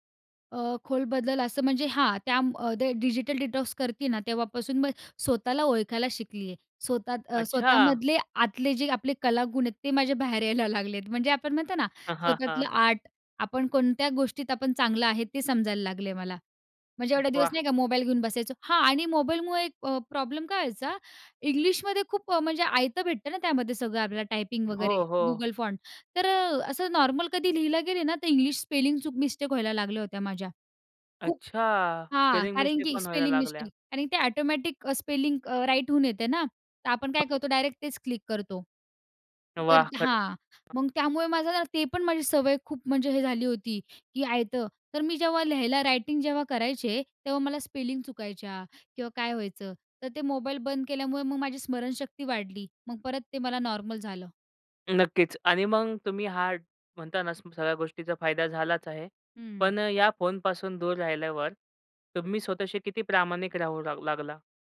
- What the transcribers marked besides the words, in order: in English: "डिटॉक्स"; anticipating: "अच्छा!"; laughing while speaking: "माझ्या बाहेर यायला लागलेत"; in English: "फॉन्ट"; in English: "स्पेलिंग"; in English: "स्पेलिंग"; in English: "स्पेलिंग"; in English: "स्पेलिंग"; in English: "राईट"; other background noise; unintelligible speech; in English: "रायटिंग"; in English: "स्पेलिंग"
- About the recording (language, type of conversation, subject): Marathi, podcast, तुम्ही इलेक्ट्रॉनिक साधनांपासून विराम कधी आणि कसा घेता?